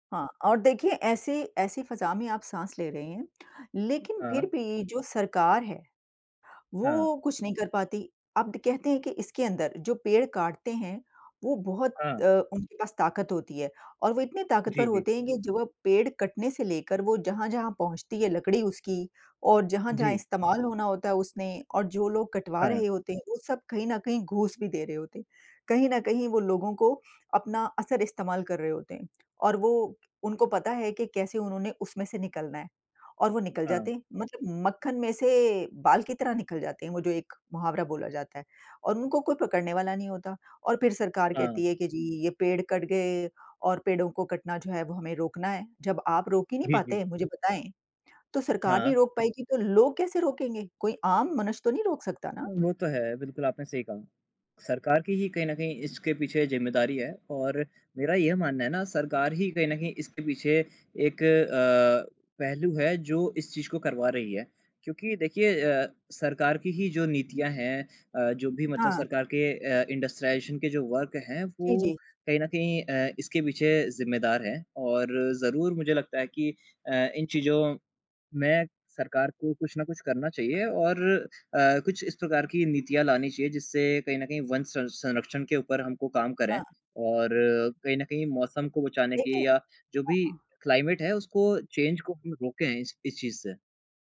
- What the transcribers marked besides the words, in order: other background noise; in English: "इंडस्ट्रिलाइज़ेशन"; in English: "वर्क़"; in English: "क्लाइमेट"; in English: "चेंज़"
- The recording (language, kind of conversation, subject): Hindi, unstructured, पेड़ों की कटाई से हमें क्या नुकसान होता है?